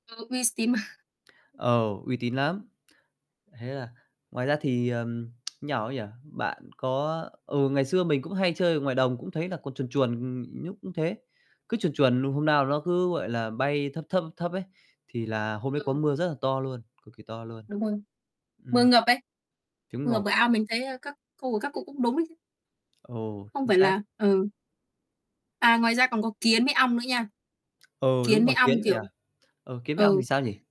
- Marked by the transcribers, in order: distorted speech; other noise; tsk; tapping; unintelligible speech; background speech
- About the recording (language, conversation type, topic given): Vietnamese, unstructured, Bạn có thấy ngạc nhiên khi biết rằng một số loài động vật có thể dự báo thời tiết không?